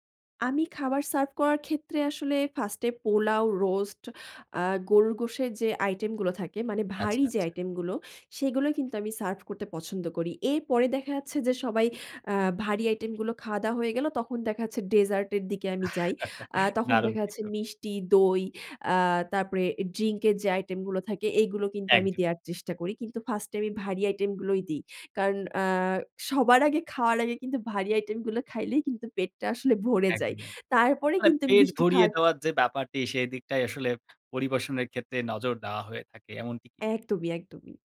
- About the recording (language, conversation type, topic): Bengali, podcast, অতিথি এলে খাবার পরিবেশনের কোনো নির্দিষ্ট পদ্ধতি আছে?
- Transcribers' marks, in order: "আচ্ছা" said as "আচ্ছাছা"; chuckle; tapping